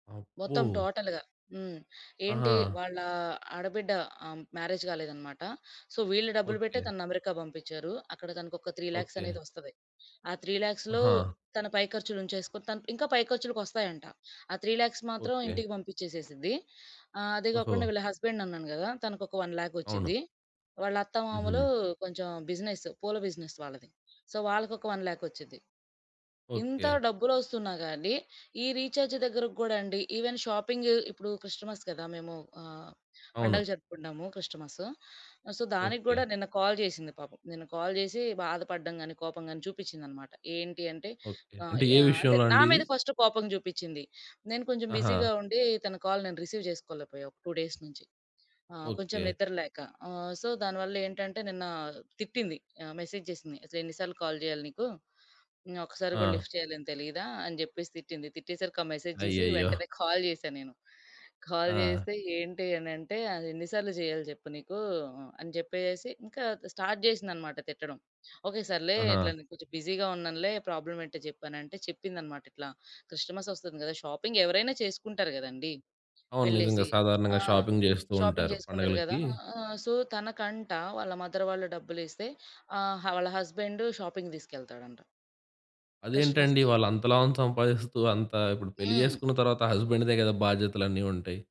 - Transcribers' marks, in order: in English: "టోటల్‌గా"; in English: "మ్యారేజ్"; in English: "సో"; in English: "త్రీ లాక్స్"; in English: "త్రీ లాక్స్‌లో"; in English: "త్రీ లాక్స్"; in English: "హస్బెండ్"; in English: "ఓనె లాక్"; in English: "బిజినెస్"; in English: "బిజినెస్"; in English: "సో"; in English: "ఓనె లాక్"; in English: "రీచార్జ్"; in English: "ఈవెన్ షాపింగ్"; in English: "సో"; in English: "కాల్"; in English: "కాల్"; in English: "ఫస్ట్"; in English: "బిజీగా"; in English: "కాల్"; in English: "రిసీవ్"; in English: "టూ డేస్"; in English: "సో"; in English: "మెసేజ్"; in English: "కాల్"; in English: "లిఫ్ట్"; in English: "మెసేజ్"; chuckle; in English: "కాల్"; in English: "స్టార్ట్"; in English: "బిజీగా"; in English: "ప్రాబ్లమ్"; in English: "షాపింగ్"; in English: "షాపింగ్"; in English: "షాపింగ్"; in English: "సో"; in English: "మదర్"; in English: "హస్బెండ్ షాపింగ్‌కి"; in English: "హస్బెండ్‌దే"
- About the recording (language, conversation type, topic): Telugu, podcast, కోపం వచ్చినప్పుడు మీరు ఎలా నియంత్రించుకుంటారు?